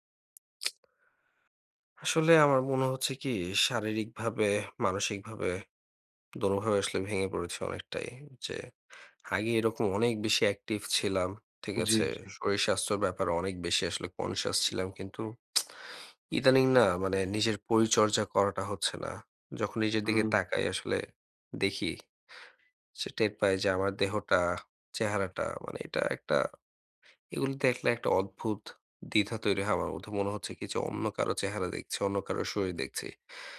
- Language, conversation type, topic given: Bengali, advice, নিজের শরীর বা চেহারা নিয়ে আত্মসম্মান কমে যাওয়া
- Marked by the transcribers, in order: tsk; sad: "আসলে আমার মনে হচ্ছে কি শারীরিকভাবে, মানসিকভাবে দোনোভাবে আসলে ভেঙে পড়েছে অনেকটাই"; in English: "conscious"; alarm; tsk; horn; sad: "মানে এটা একটা এগুলো দেখলে একটা অদ্ভুত দ্বিধা তৈরি হয় আমার মধ্যে"